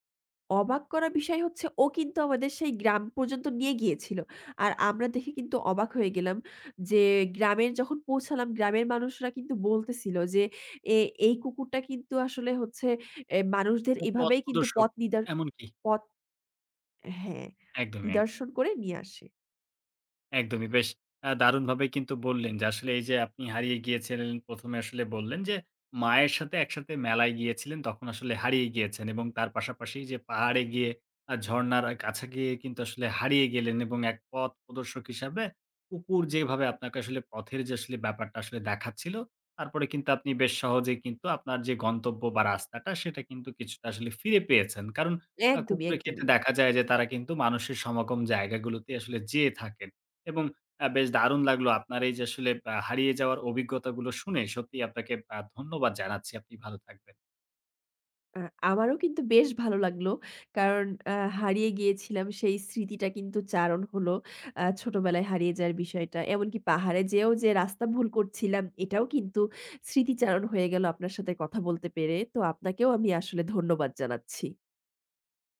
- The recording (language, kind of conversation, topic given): Bengali, podcast, কোথাও হারিয়ে যাওয়ার পর আপনি কীভাবে আবার পথ খুঁজে বের হয়েছিলেন?
- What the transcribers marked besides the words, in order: none